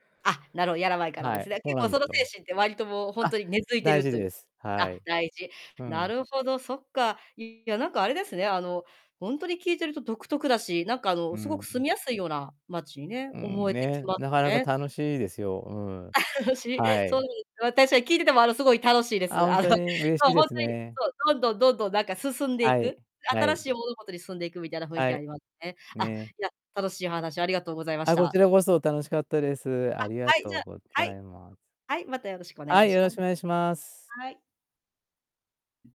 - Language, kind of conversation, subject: Japanese, podcast, 出身地を一言で表すと、どんな言葉になりますか？
- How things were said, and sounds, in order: tapping; distorted speech; laugh